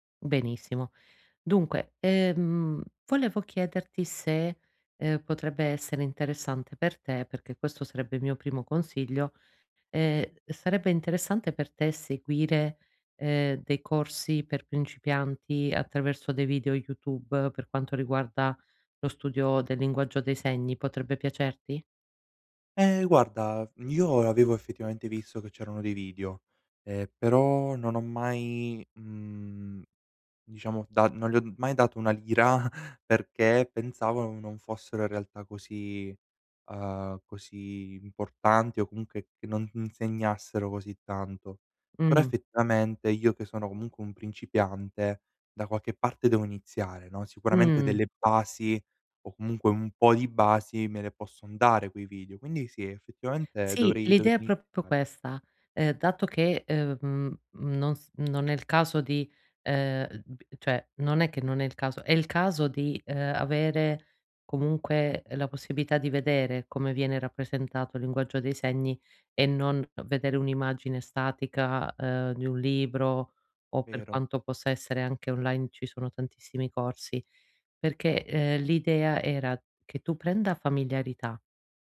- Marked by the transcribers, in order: other background noise; laughing while speaking: "lira"; "proprio" said as "proppo"
- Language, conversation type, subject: Italian, advice, Perché faccio fatica a iniziare un nuovo obiettivo personale?